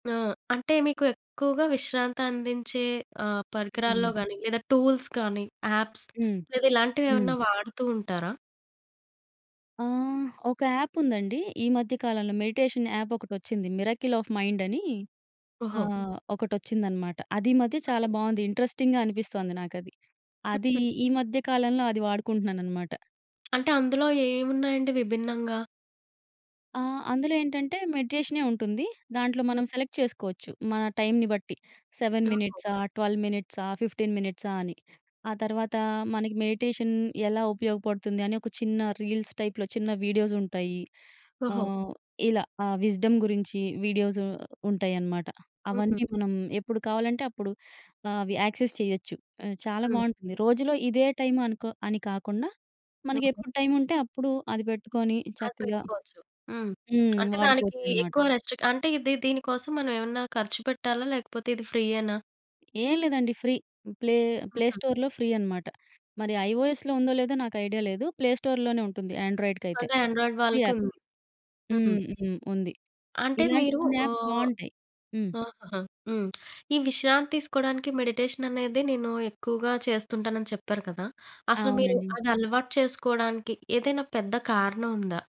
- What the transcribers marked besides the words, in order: in English: "టూల్స్"; in English: "యాప్స్"; tapping; in English: "మెడిటేషన్"; in English: "మిరాకిల్ ఆఫ్ మైండ్"; other noise; in English: "ఇంట్రెస్టింగ్‌గా"; in English: "సెలెక్ట్"; in English: "సెవెన్ మినిట్సా, ట్వెల్వ్ మినిట్సా, ఫిఫ్టీన్ మినిట్సా"; in English: "మెడిటేషన్"; in English: "రీల్స్ టైప్‌లో"; in English: "విజ్‌డమ్"; in English: "యాక్సెస్"; in English: "రిస్ట్రిక్ట్"; in English: "ఫ్రీ ప్లే ప్లే స్టోర్‌లో ఫ్రీ"; in English: "ఐఒఎస్‌లో"; in English: "ప్లే స్టోర్‌లోనే"; in English: "ఆండ్రాయిడ్"; in English: "ఫ్రీ యాప్"; in English: "యాప్స్"
- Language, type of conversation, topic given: Telugu, podcast, మీరు రోజూ విశ్రాంతి తీసుకునే అలవాటు ఎలా ఉంటుంది?